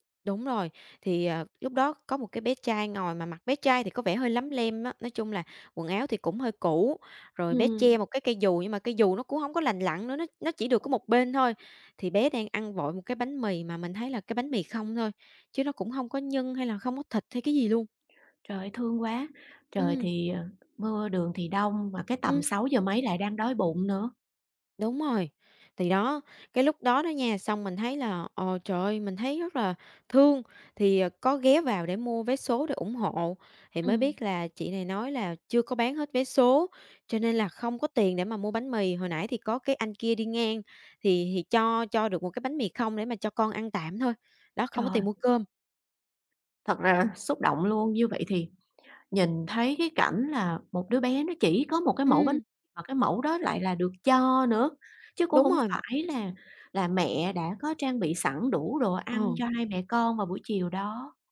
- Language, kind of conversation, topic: Vietnamese, podcast, Bạn làm thế nào để giảm lãng phí thực phẩm?
- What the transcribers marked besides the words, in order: tapping; other background noise